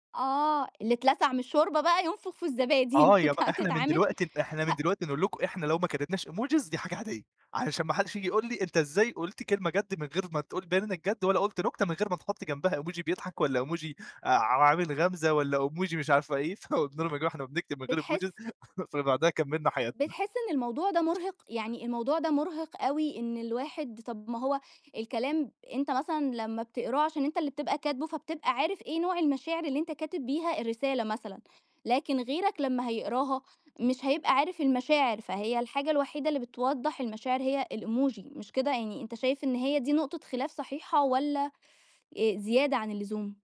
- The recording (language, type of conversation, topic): Arabic, podcast, إزاي بتوضح نبرة قصدك في الرسائل؟
- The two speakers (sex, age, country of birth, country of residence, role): female, 30-34, Egypt, Egypt, host; male, 25-29, Egypt, Egypt, guest
- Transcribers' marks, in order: laughing while speaking: "أنتَ هتتعامل"; in English: "إيموجيز"; in English: "إيموجي"; in English: "إيموجي"; in English: "إيموجي"; laughing while speaking: "فقلنا لهُم: يا جماعة إحنا بنكتب من غير إيموجيز"; in English: "إيموجيز"; tapping; in English: "الإيموجي"